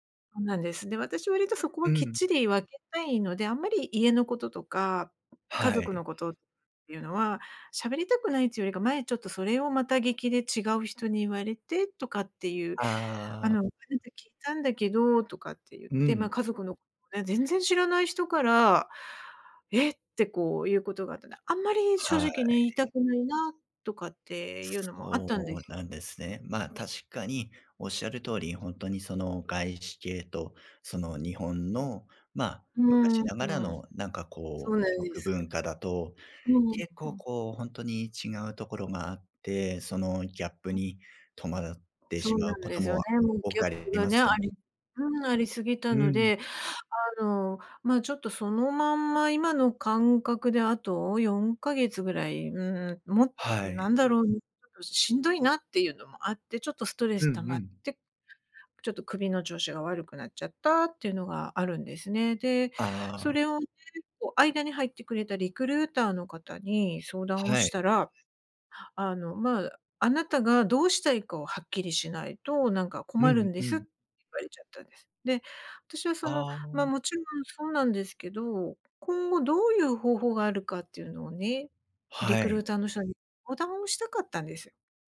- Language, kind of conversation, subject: Japanese, advice, 仕事を辞めるべきか続けるべきか迷っていますが、どうしたらいいですか？
- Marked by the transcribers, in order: other noise; tapping; in English: "リクルーター"; in English: "リクルーター"